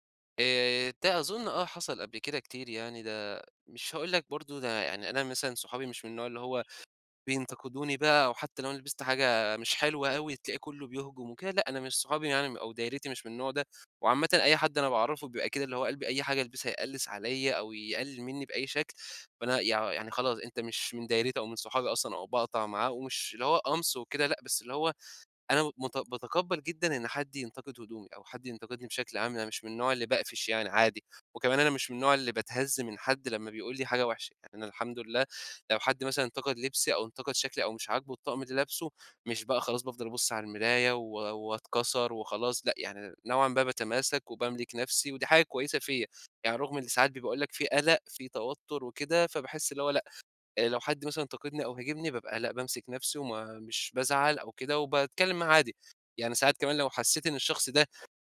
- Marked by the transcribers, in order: none
- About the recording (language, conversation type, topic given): Arabic, advice, ازاي أتخلص من قلقي المستمر من شكلي وتأثيره على تفاعلاتي الاجتماعية؟
- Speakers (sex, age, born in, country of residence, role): male, 20-24, Egypt, Egypt, user; male, 40-44, Egypt, Egypt, advisor